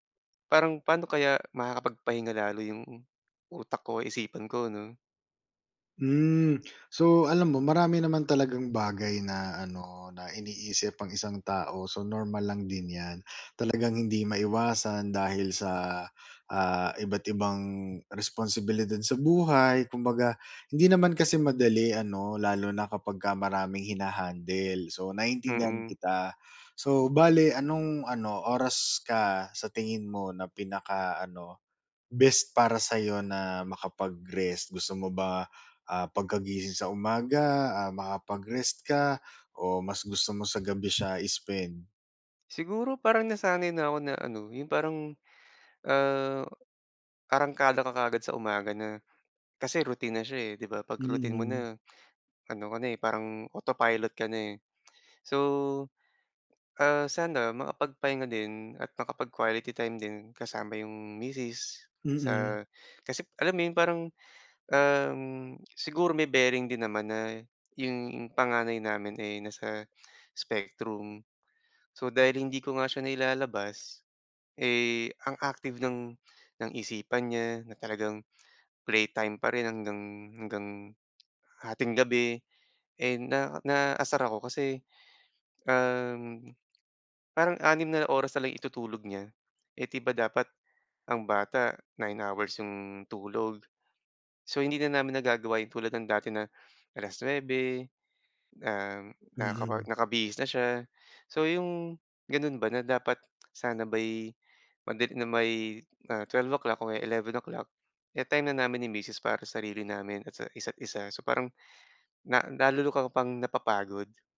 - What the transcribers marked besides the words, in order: other background noise; "arangkada" said as "karangkada"; in English: "autopilot"; tapping; "lalo" said as "lulo"
- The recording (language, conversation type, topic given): Filipino, advice, Paano ako makakapagpahinga para mabawasan ang pagod sa isip?
- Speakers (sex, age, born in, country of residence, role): male, 35-39, Philippines, Philippines, advisor; male, 45-49, Philippines, Philippines, user